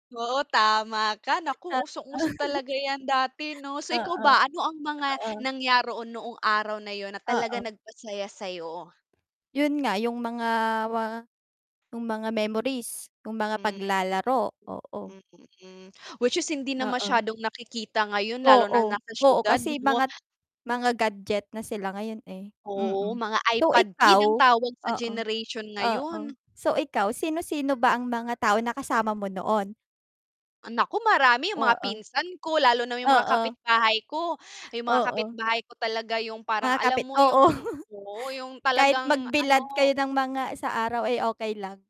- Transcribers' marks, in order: laughing while speaking: "Oo"; static; "nangyari" said as "nangyaro o"; distorted speech; chuckle
- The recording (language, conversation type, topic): Filipino, unstructured, Paano mo ilalarawan ang pinakamasayang araw ng iyong pagkabata?